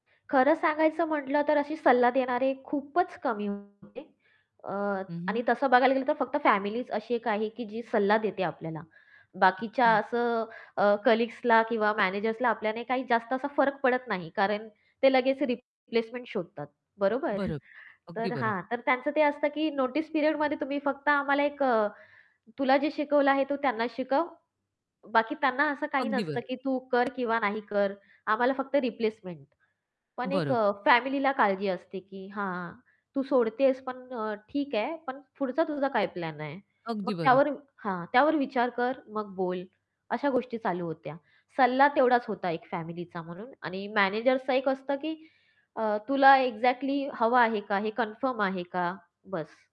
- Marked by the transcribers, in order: static; distorted speech; other background noise; in English: "कलीग्सला"; chuckle; in English: "नोटीस पिरियडमध्ये"; tapping; in English: "एक्झॅक्टली"; in English: "कन्फर्म"
- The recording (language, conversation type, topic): Marathi, podcast, कधी तुम्हाला अचानक मोठा निर्णय घ्यावा लागला आहे का?